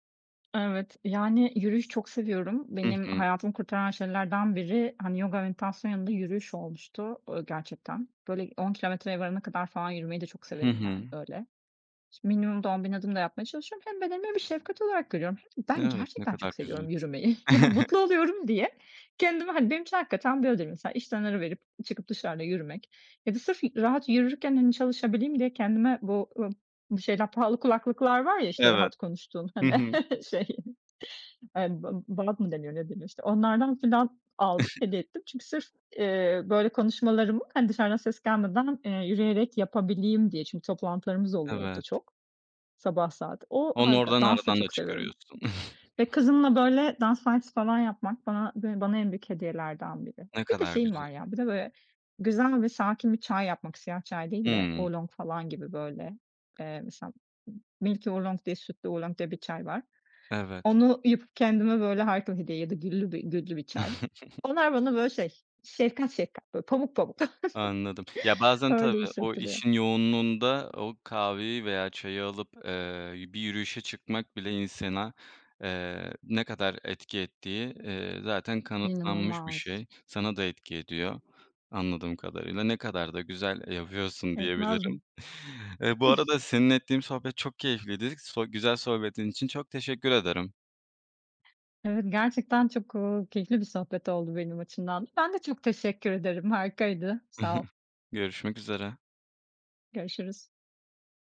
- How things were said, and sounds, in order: other background noise; put-on voice: "hem bedenime bir şefkat olarak görüyorum"; chuckle; laughing while speaking: "yürümeyi"; chuckle; unintelligible speech; chuckle; tapping; chuckle; chuckle; chuckle; "insana" said as "insena"; chuckle; chuckle
- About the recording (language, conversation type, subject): Turkish, podcast, Kendine şefkat göstermek için neler yapıyorsun?